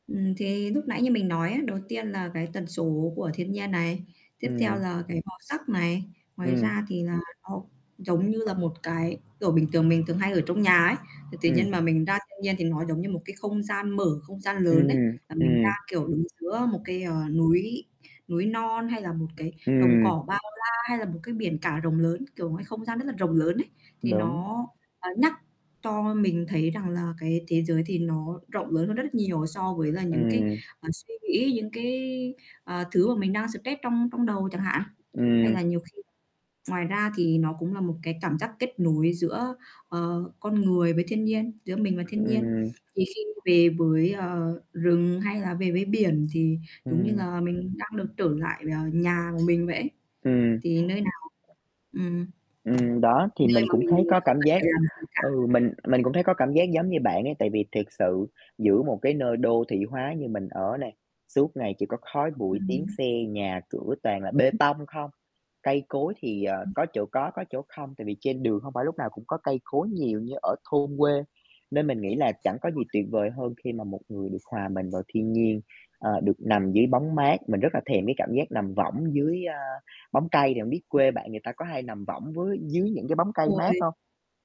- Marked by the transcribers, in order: static; tapping; distorted speech; other street noise; other background noise
- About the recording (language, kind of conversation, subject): Vietnamese, unstructured, Bạn có thấy thiên nhiên giúp bạn giảm căng thẳng không?